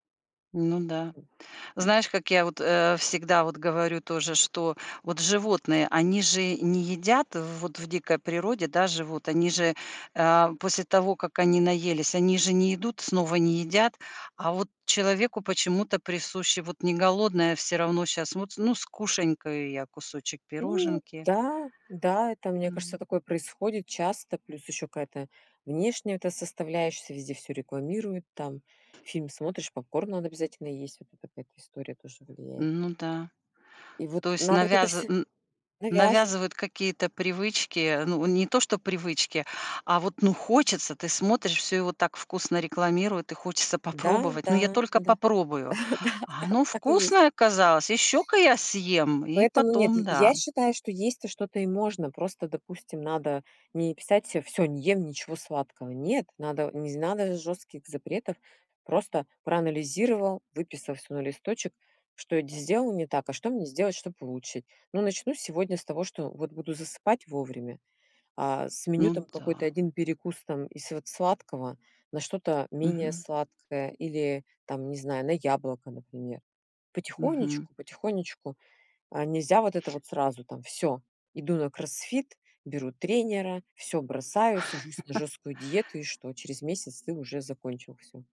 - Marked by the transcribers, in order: other background noise; tapping; chuckle; chuckle
- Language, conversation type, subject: Russian, podcast, Что для тебя значит быть честным с собой по-настоящему?